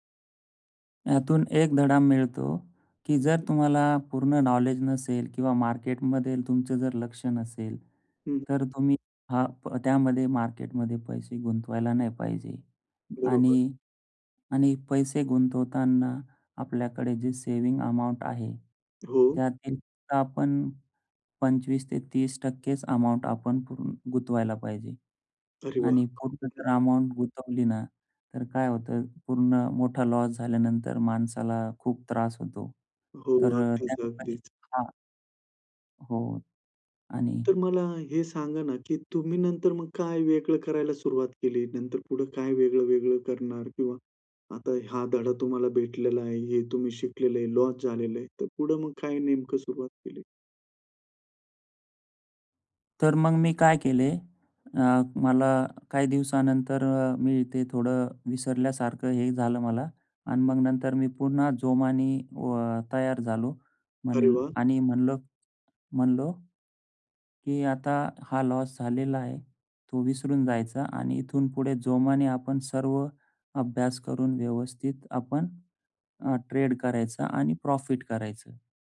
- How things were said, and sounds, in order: other background noise; tapping; in English: "ट्रेड"
- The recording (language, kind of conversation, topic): Marathi, podcast, कामात अपयश आलं तर तुम्ही काय शिकता?
- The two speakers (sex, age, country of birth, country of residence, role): male, 35-39, India, India, guest; male, 35-39, India, India, host